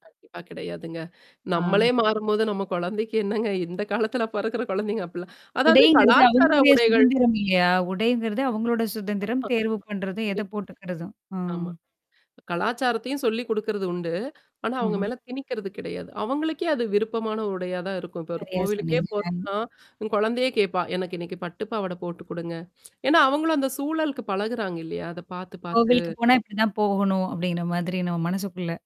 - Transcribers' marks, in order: distorted speech; laughing while speaking: "நம்மளே மாறும்போது, நம்ம குழந்தைக்கு என்னங்க? இந்த காலத்துல பிறக்கிற குழந்தைங்க அப்பிலாம்"; static; drawn out: "ம்"; tsk
- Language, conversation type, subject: Tamil, podcast, உங்கள் உடை அணியும் பாணி காலப்போக்கில் எப்படி உருவானது?